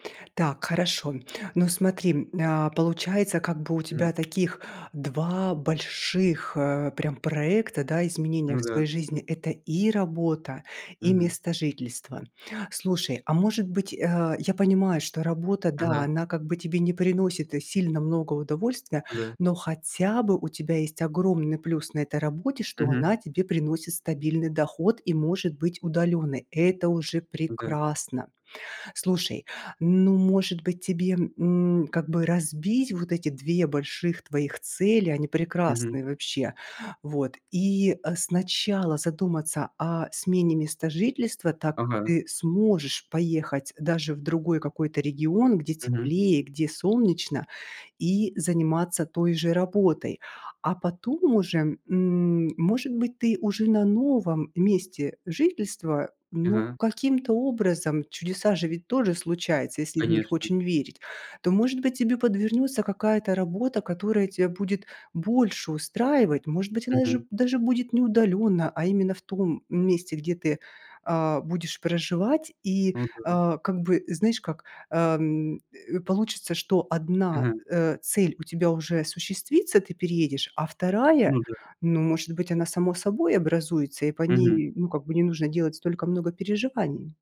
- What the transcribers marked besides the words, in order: tapping; stressed: "прекрасно!"
- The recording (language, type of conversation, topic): Russian, advice, Как сделать первый шаг к изменениям в жизни, если мешает страх неизвестности?